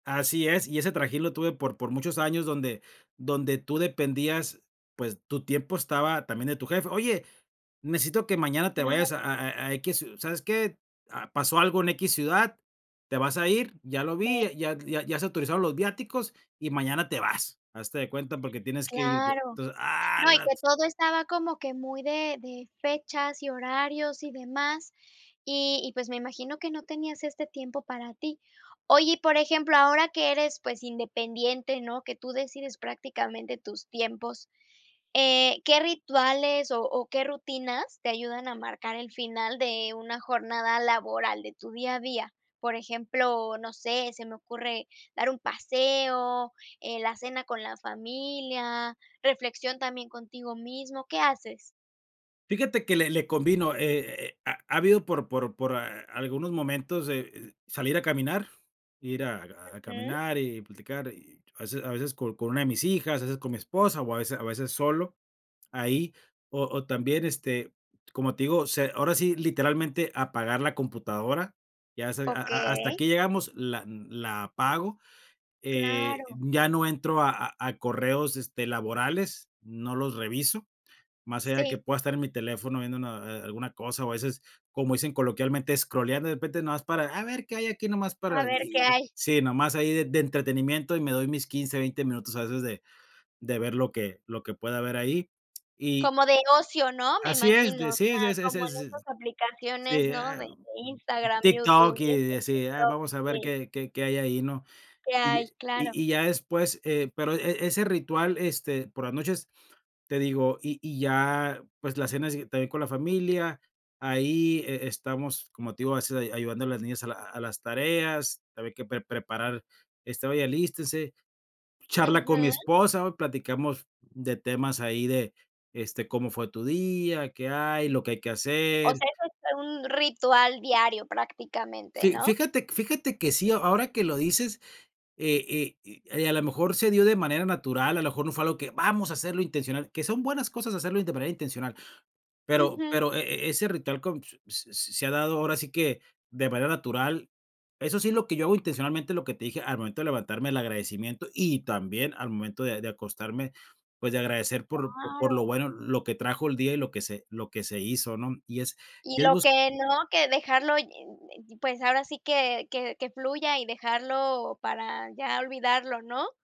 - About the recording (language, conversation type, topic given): Spanish, podcast, ¿Cómo equilibras el trabajo y la vida personal en la práctica?
- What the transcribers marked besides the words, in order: none